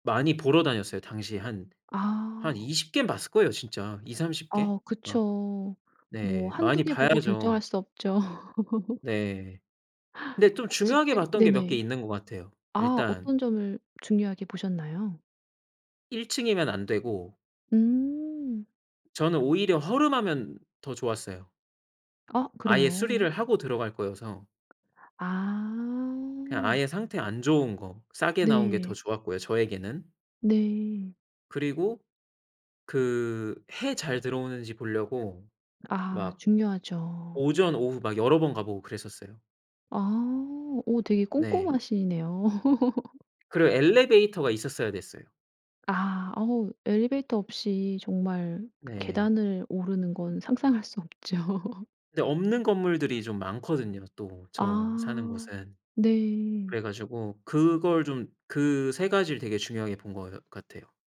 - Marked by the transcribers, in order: tapping; laugh; other background noise; laugh; laughing while speaking: "없죠"; laugh
- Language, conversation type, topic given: Korean, podcast, 처음 집을 샀을 때 기분이 어땠나요?